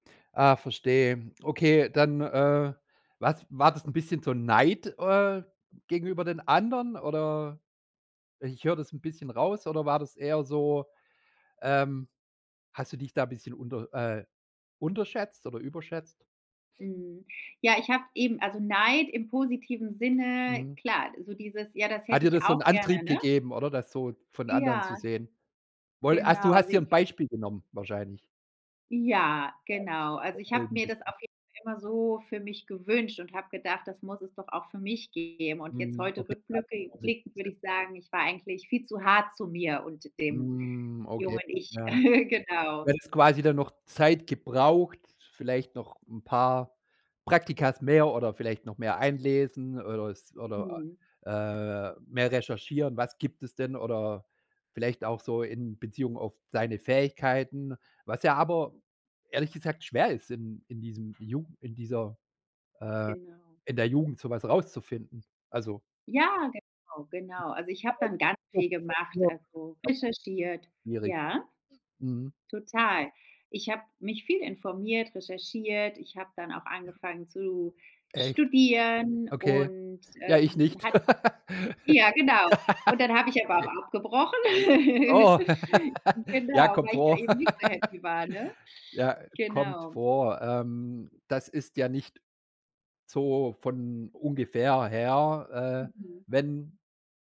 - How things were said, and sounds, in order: unintelligible speech; unintelligible speech; giggle; unintelligible speech; other background noise; laugh; laugh; laugh
- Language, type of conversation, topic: German, podcast, Wie findest du eine Arbeit, die dich erfüllt?